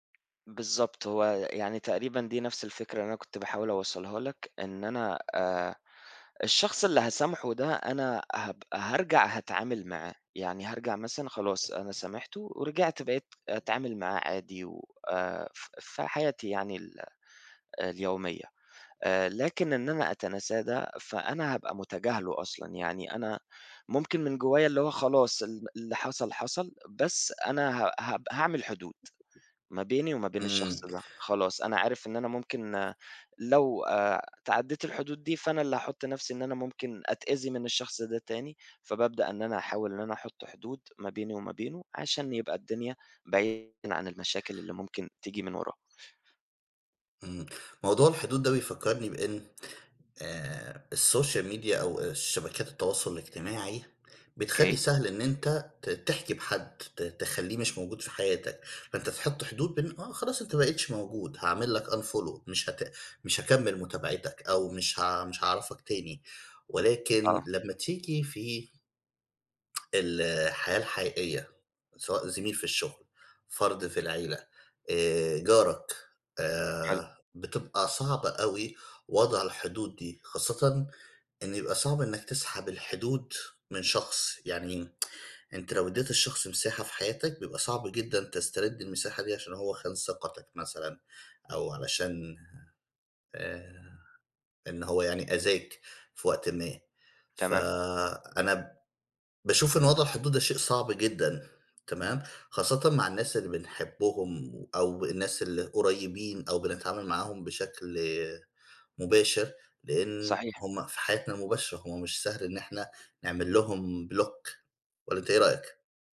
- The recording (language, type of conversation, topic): Arabic, unstructured, هل تقدر تسامح حد آذاك جامد؟
- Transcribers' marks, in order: tapping; in English: "الSocial Media"; in English: "unfollow"; in English: "بلوك"